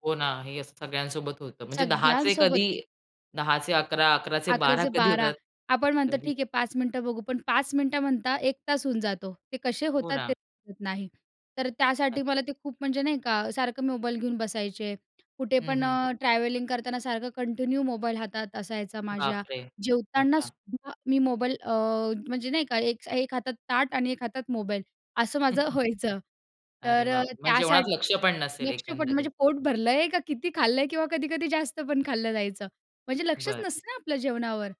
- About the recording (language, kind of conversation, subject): Marathi, podcast, डिजिटल डिटॉक्स कधी आणि कसा करावा, असं तुम्हाला वाटतं?
- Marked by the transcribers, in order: tapping; unintelligible speech; in English: "कंटिन्यू"; chuckle; horn; other background noise